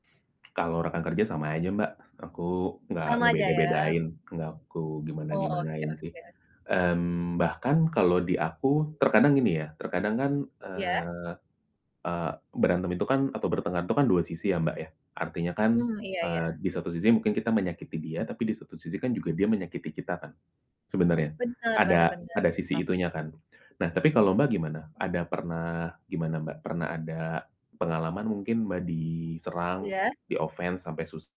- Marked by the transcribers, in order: in English: "di-offense"
- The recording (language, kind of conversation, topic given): Indonesian, unstructured, Bagaimana cara menjaga hubungan tetap baik setelah pertengkaran besar?